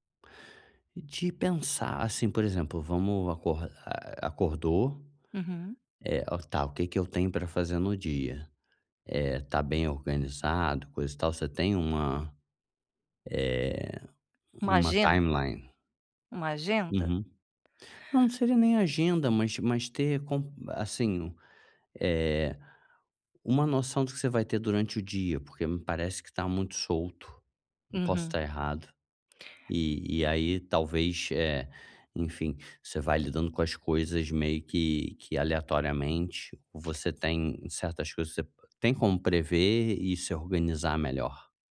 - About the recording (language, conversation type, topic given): Portuguese, advice, Como é a sua rotina relaxante antes de dormir?
- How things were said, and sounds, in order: in English: "timeline?"; tapping